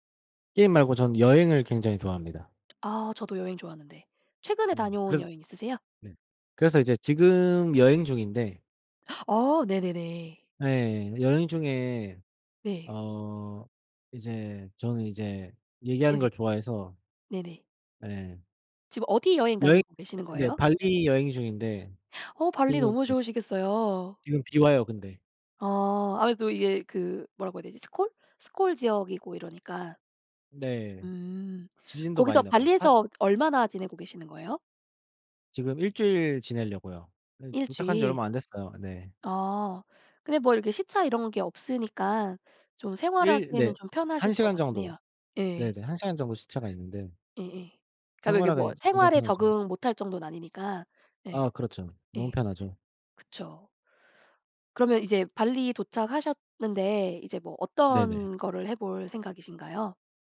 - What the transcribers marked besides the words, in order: tapping; gasp; other background noise; unintelligible speech
- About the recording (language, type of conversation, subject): Korean, unstructured, 취미를 꾸준히 이어가는 비결이 무엇인가요?